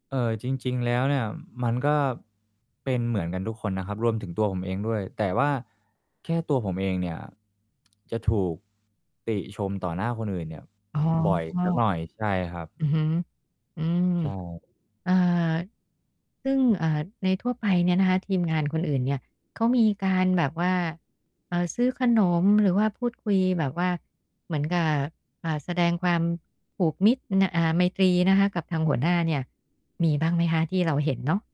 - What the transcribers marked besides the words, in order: tapping; other background noise; mechanical hum
- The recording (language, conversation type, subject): Thai, advice, คุณรู้สึกอย่างไรเมื่อหัวหน้างานวิจารณ์ผลงานของคุณอย่างตรงไปตรงมา?